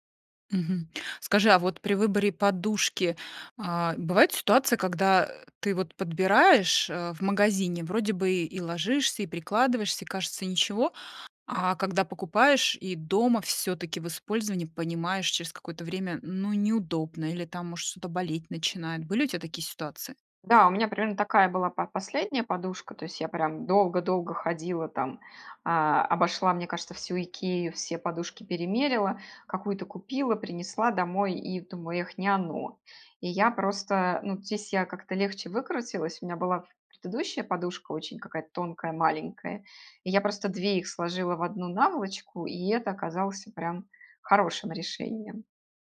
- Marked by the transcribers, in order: none
- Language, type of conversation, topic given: Russian, podcast, Как организовать спальное место, чтобы лучше высыпаться?
- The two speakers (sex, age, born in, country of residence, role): female, 40-44, Russia, Mexico, host; female, 45-49, Russia, Mexico, guest